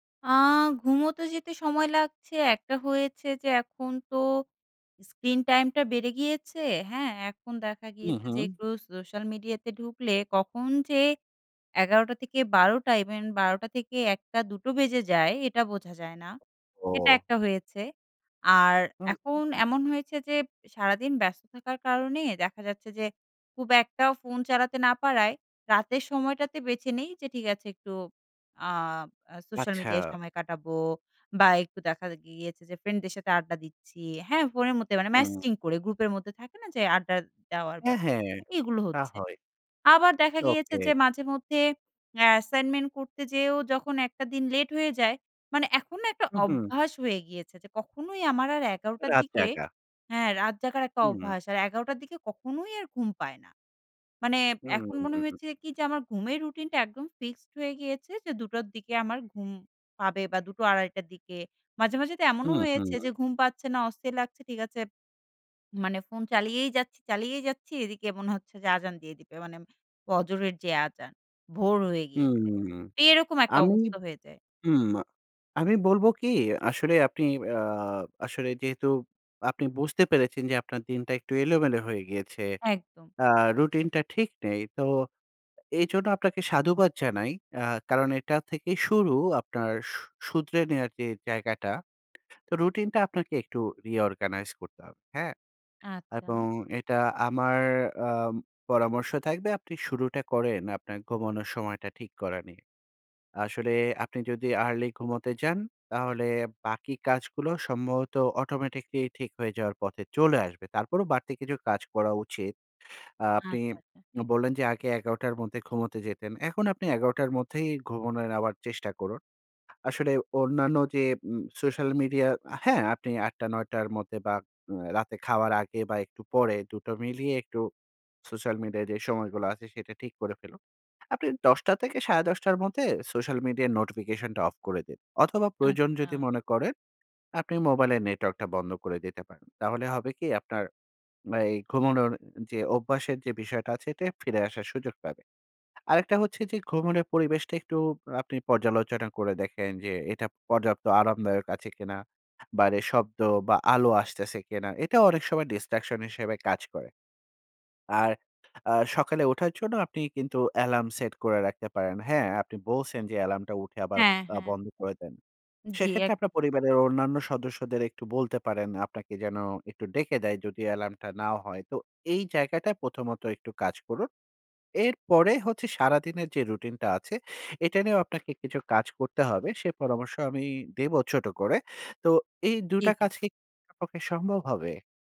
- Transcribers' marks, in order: in English: "screentime"; in English: "even"; in English: "fixed"; in English: "reorganize"; in English: "early"; in English: "automatically"; in English: "distraction"; tapping
- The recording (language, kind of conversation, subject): Bengali, advice, সকালে ওঠার রুটিন বজায় রাখতে অনুপ্রেরণা নেই